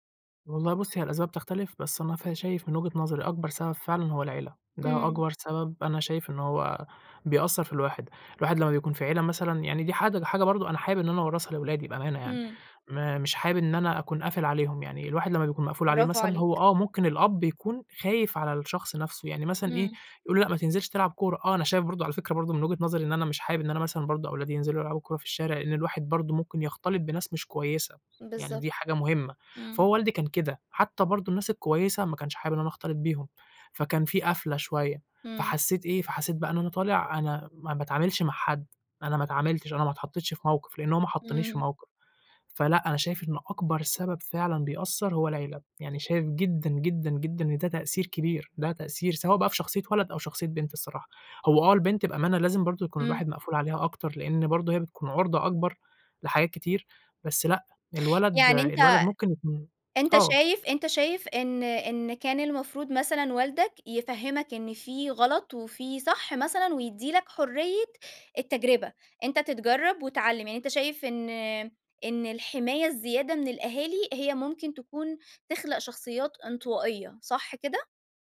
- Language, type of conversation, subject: Arabic, podcast, إزاي بتكوّن صداقات جديدة في منطقتك؟
- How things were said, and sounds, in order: tapping